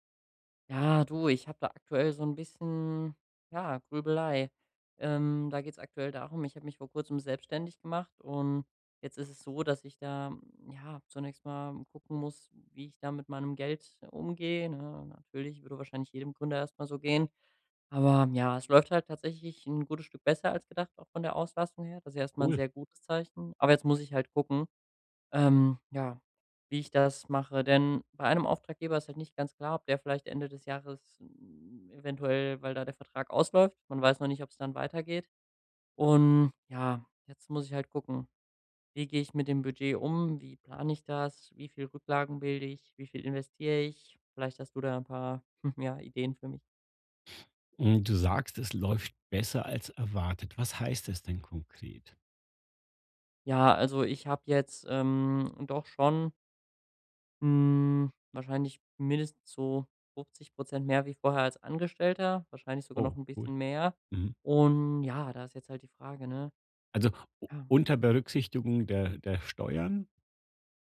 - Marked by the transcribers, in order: other noise; chuckle
- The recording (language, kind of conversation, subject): German, advice, Wie kann ich in der frühen Gründungsphase meine Liquidität und Ausgabenplanung so steuern, dass ich das Risiko gering halte?